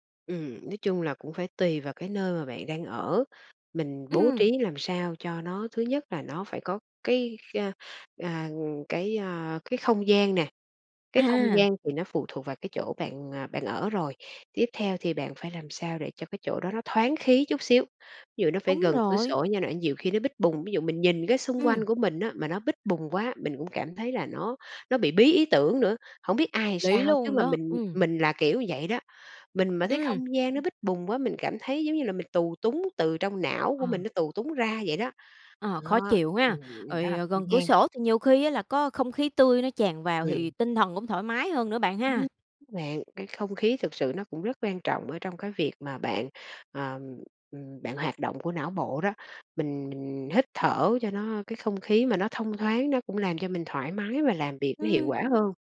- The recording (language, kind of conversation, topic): Vietnamese, podcast, Bạn sắp xếp góc làm việc ở nhà thế nào để tập trung được?
- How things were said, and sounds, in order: tapping; other background noise